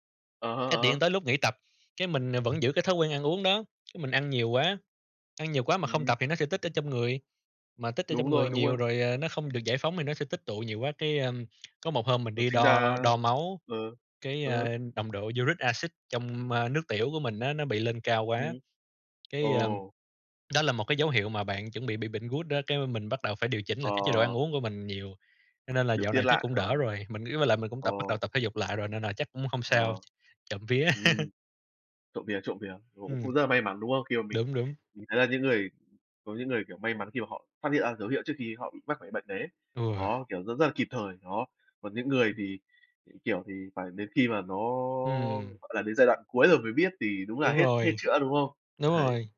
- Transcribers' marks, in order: tapping; other background noise; in English: "uric acid"; chuckle; other noise; laughing while speaking: "Đấy"
- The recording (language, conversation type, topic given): Vietnamese, unstructured, Bạn nghĩ sao về việc ngày càng nhiều người trẻ bỏ thói quen tập thể dục hằng ngày?